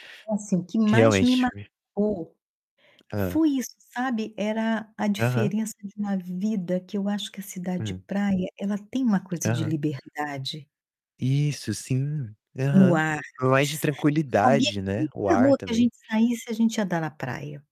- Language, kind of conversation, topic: Portuguese, unstructured, Você já teve que se despedir de um lugar que amava? Como foi?
- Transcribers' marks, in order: distorted speech; tapping